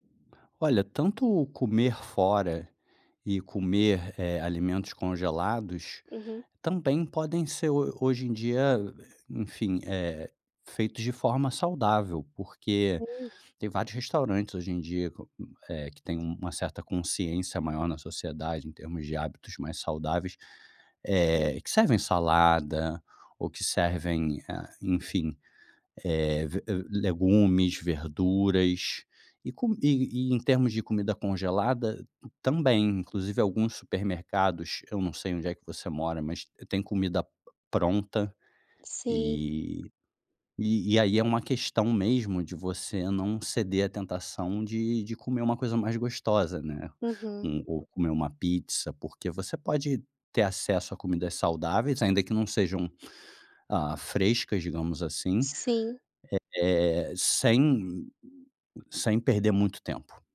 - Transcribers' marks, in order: tapping
- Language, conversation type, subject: Portuguese, advice, Por que me falta tempo para fazer refeições regulares e saudáveis?